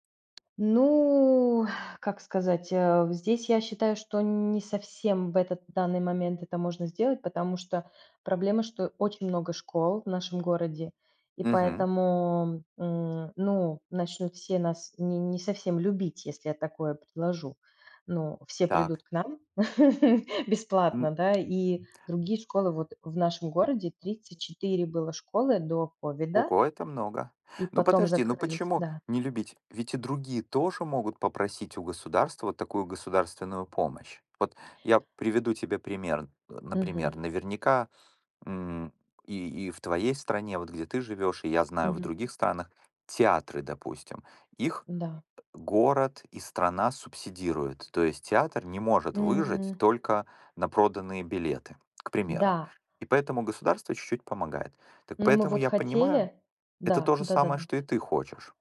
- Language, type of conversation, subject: Russian, unstructured, Как ты представляешь свою жизнь через десять лет?
- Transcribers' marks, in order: tapping; laugh; other background noise